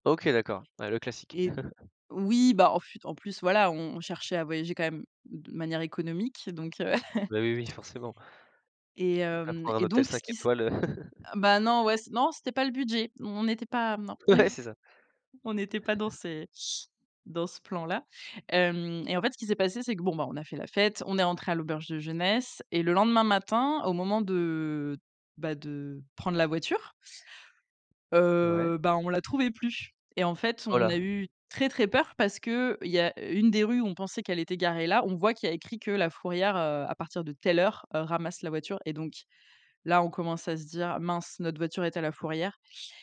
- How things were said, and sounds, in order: chuckle; "fait" said as "fute"; chuckle; chuckle; laughing while speaking: "Ouais"; chuckle
- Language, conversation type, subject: French, podcast, Te souviens-tu d’un voyage qui t’a vraiment marqué ?